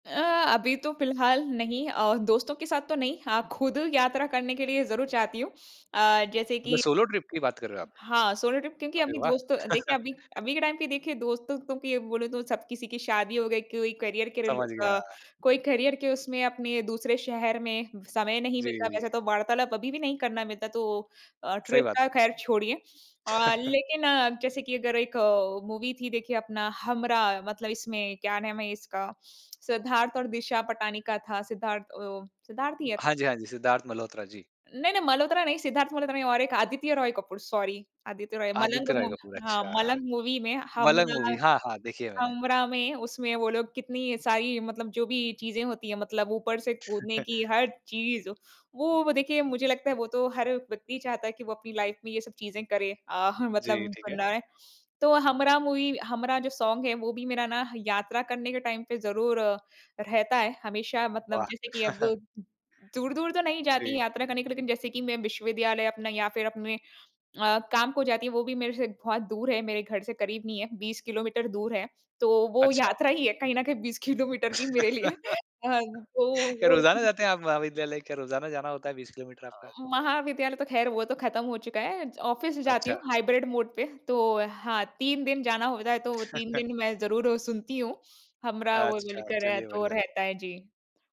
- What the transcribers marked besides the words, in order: in English: "सोलो ट्रिप"; in English: "सोलो ट्रिप"; chuckle; in English: "टाइम"; in English: "करियर"; in English: "करियर"; in English: "ट्रिप"; chuckle; in English: "मूवी"; in English: "सॉरी"; in English: "मूवी"; in English: "मूवी"; in English: "मूवी"; chuckle; in English: "लाइफ"; in English: "मूवी"; in English: "सॉन्ग"; in English: "टाइम"; chuckle; laugh; laughing while speaking: "बीस किलोमीटर भी मेरे लिए"; chuckle; in English: "ऑफिस"; in English: "हाइब्रिड मोड"; chuckle
- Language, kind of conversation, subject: Hindi, podcast, कौन-सा गाना आपको किसी खास यात्रा की याद दिलाता है?